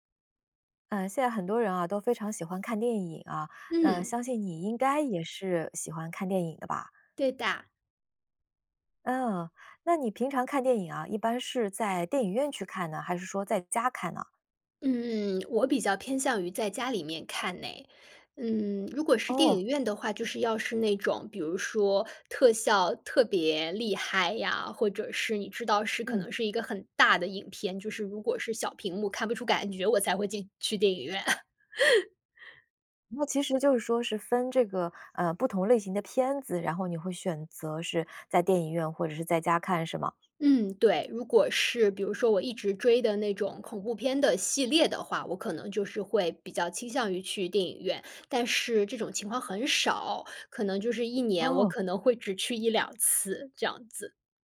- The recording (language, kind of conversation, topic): Chinese, podcast, 你更喜欢在电影院观影还是在家观影？
- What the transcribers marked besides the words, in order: chuckle